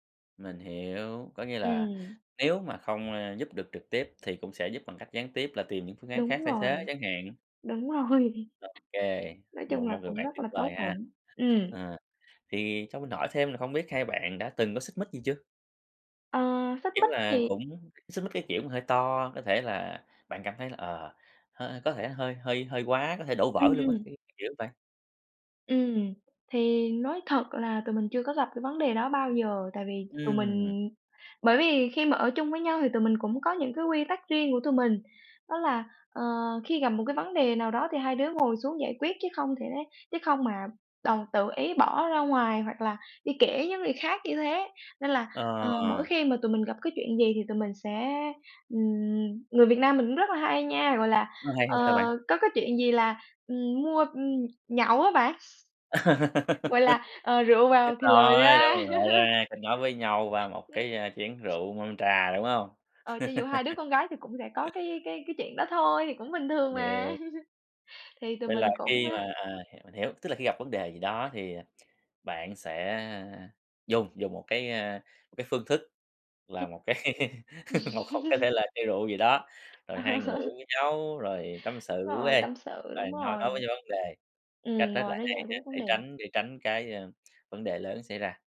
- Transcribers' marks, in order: laughing while speaking: "rồi"; other background noise; tapping; background speech; laugh; laugh; laugh; unintelligible speech; laugh; laugh; laugh
- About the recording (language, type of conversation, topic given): Vietnamese, podcast, Bạn có thể kể về vai trò của tình bạn trong đời bạn không?